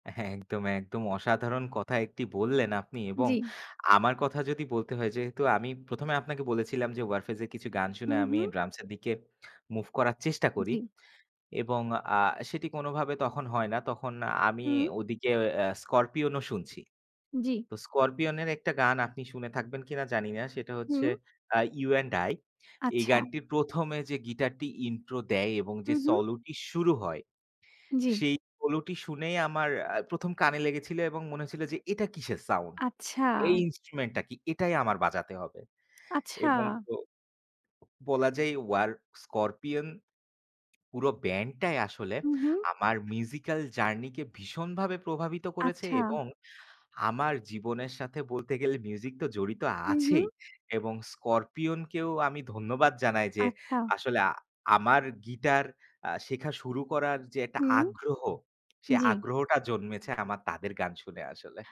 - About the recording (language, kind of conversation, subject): Bengali, unstructured, আপনি কোন কোন সঙ্গীতশিল্পীর গান সবচেয়ে বেশি উপভোগ করেন, এবং কেন?
- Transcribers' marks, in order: tapping; in English: "drums"; in English: "move"; in English: "intro"; in English: "instrument"; in English: "musical journey"